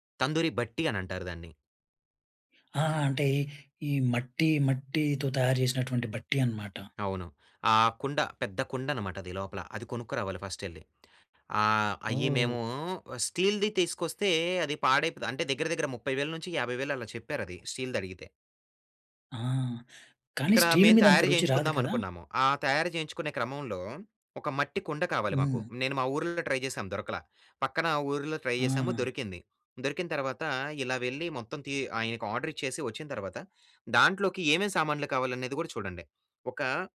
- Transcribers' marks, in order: in English: "ట్రై"; in English: "ట్రై"
- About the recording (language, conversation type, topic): Telugu, podcast, ఒక కమ్యూనిటీ వంటశాల నిర్వహించాలంటే ప్రారంభంలో ఏం చేయాలి?